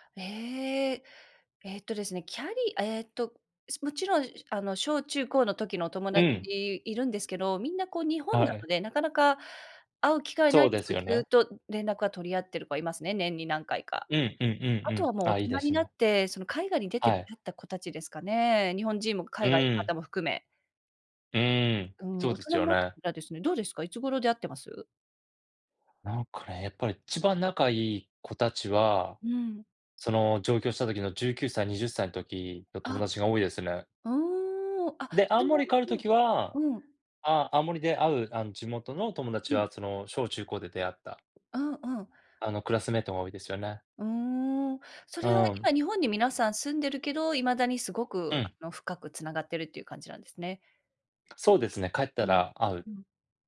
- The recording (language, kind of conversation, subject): Japanese, unstructured, あなたの笑顔を引き出すものは何ですか？
- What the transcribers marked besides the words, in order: tapping